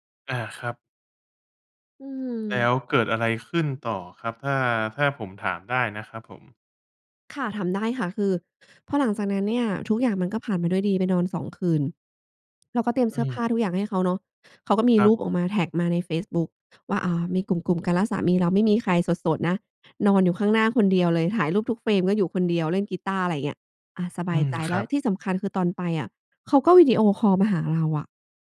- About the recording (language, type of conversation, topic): Thai, advice, ฉันสงสัยว่าแฟนกำลังนอกใจฉันอยู่หรือเปล่า?
- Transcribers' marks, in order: other background noise; in English: "frame"